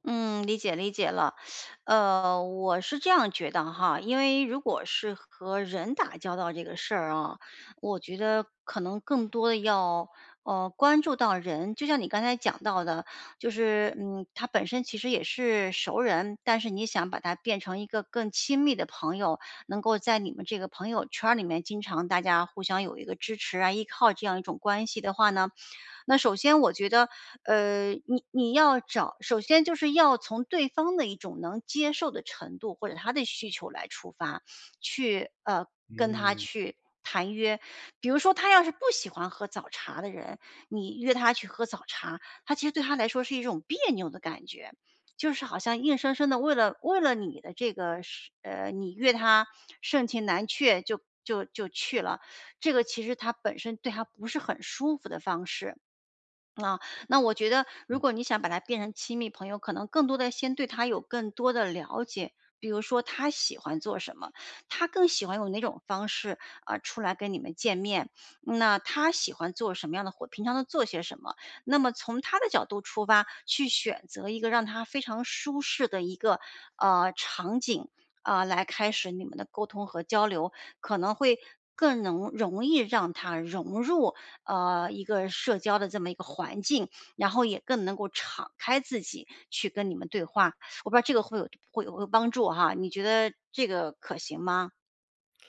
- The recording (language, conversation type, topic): Chinese, advice, 如何开始把普通熟人发展成亲密朋友？
- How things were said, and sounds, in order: teeth sucking